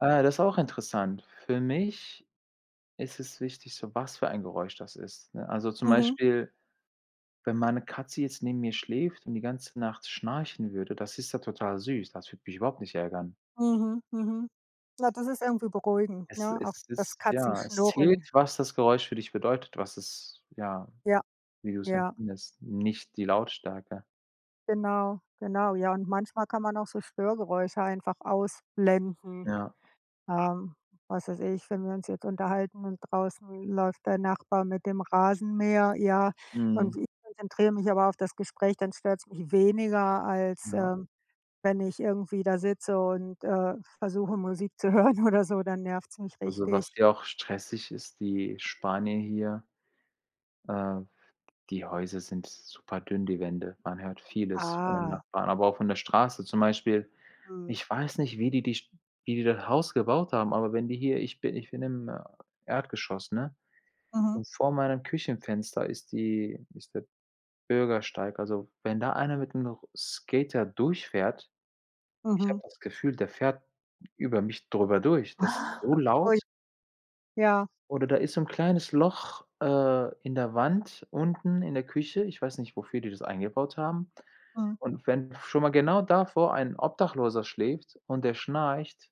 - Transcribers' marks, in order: other background noise; laughing while speaking: "zu hören"; drawn out: "Ah"; snort
- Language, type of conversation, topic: German, unstructured, Was machst du, wenn du dich gestresst fühlst?